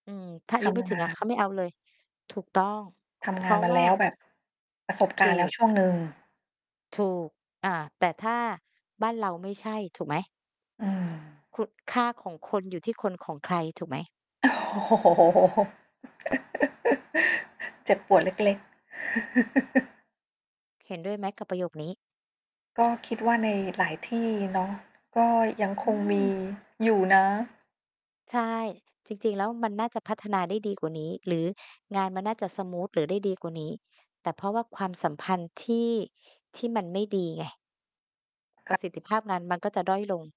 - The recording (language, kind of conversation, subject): Thai, unstructured, คุณคิดว่าสิ่งที่สำคัญที่สุดในที่ทำงานคืออะไร?
- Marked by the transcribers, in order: other background noise; distorted speech; laughing while speaking: "โอ้โฮ"; laugh; laugh